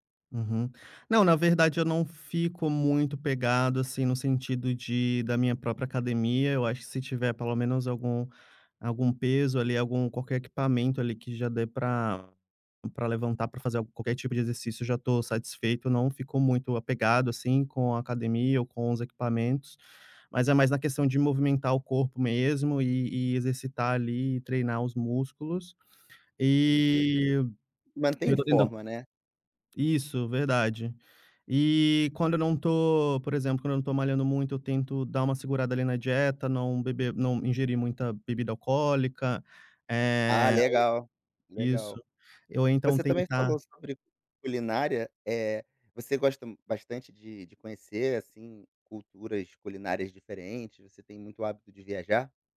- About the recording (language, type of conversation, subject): Portuguese, podcast, Como você lida com recaídas quando perde a rotina?
- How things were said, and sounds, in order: tongue click; other background noise